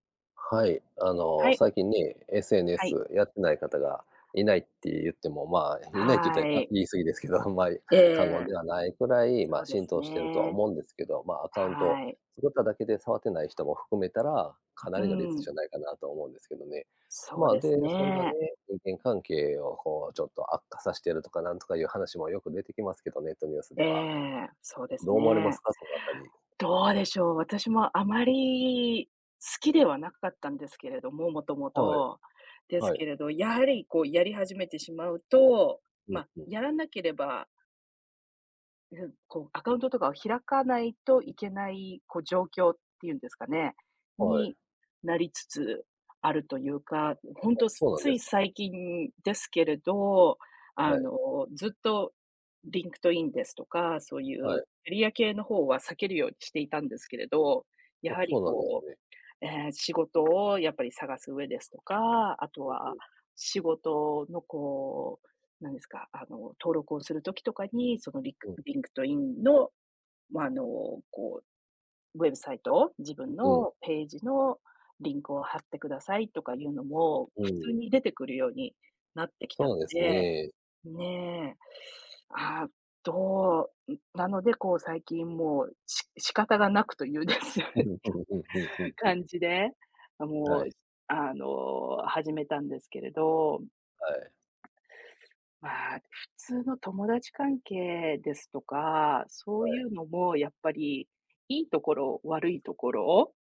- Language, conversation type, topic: Japanese, unstructured, SNSは人間関係にどのような影響を与えていると思いますか？
- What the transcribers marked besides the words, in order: tapping; unintelligible speech; other background noise; laughing while speaking: "です"